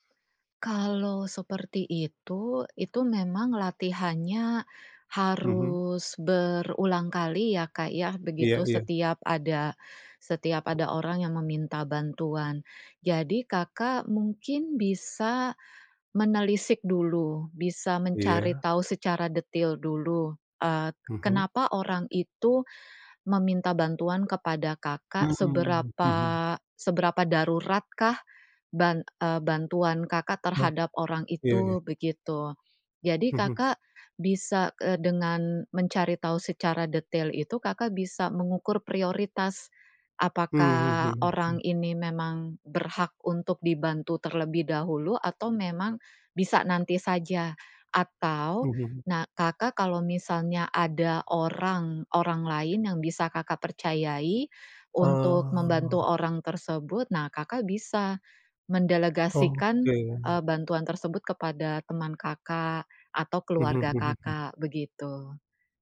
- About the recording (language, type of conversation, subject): Indonesian, advice, Bagaimana cara mengatasi terlalu banyak komitmen sehingga saya tidak mudah kewalahan dan bisa berkata tidak?
- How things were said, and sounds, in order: other background noise; tapping; drawn out: "Oh"